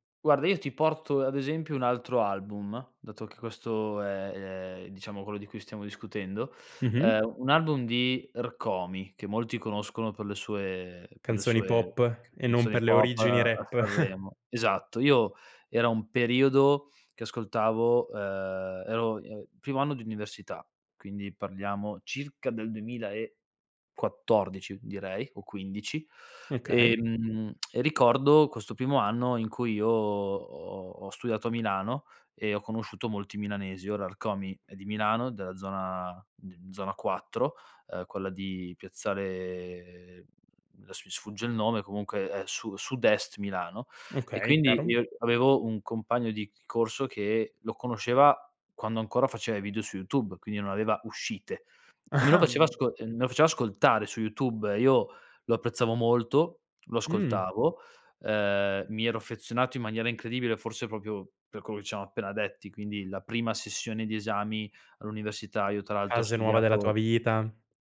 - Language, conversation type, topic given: Italian, podcast, Quale album definisce un periodo della tua vita?
- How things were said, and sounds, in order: chuckle; chuckle; "proprio" said as "propio"